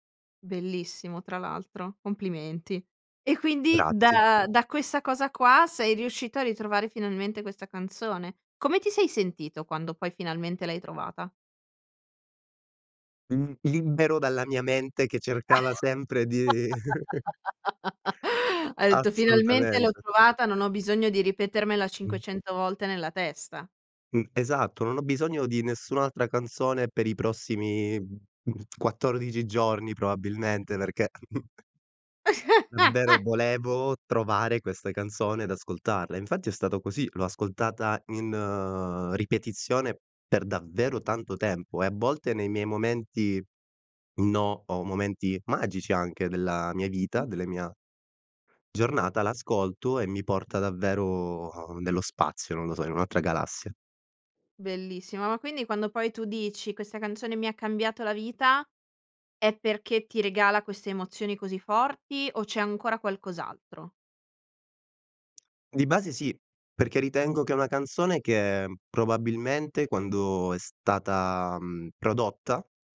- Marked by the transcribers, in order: tapping; laugh; chuckle; chuckle; laugh; "volevo" said as "bolevo"; other background noise
- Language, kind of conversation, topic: Italian, podcast, Qual è la canzone che ti ha cambiato la vita?